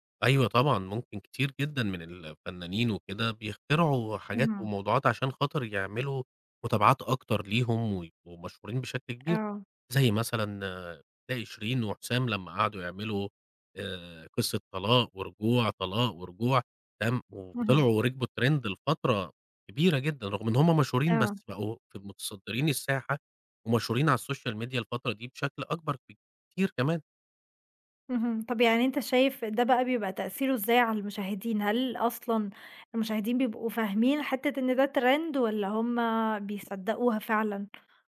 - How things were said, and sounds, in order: tapping; in English: "الTrend"; in English: "الSocial Media"; in English: "Trend"
- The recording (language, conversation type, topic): Arabic, podcast, إيه دور السوشال ميديا في شهرة الفنانين من وجهة نظرك؟